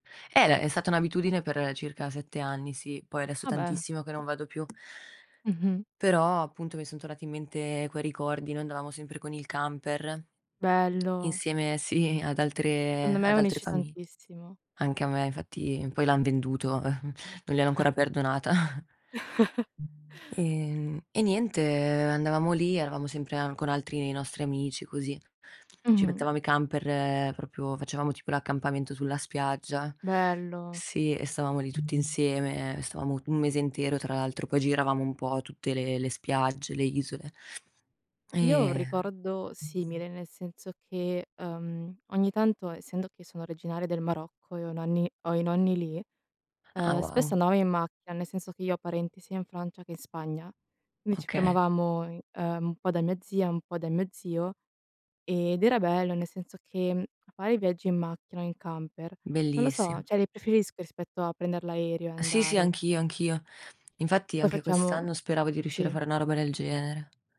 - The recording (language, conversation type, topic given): Italian, unstructured, Qual è il ricordo più bello che hai con la tua famiglia?
- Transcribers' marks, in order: tapping; lip smack; background speech; chuckle; other background noise; "proprio" said as "propro"; "cioè" said as "ceh"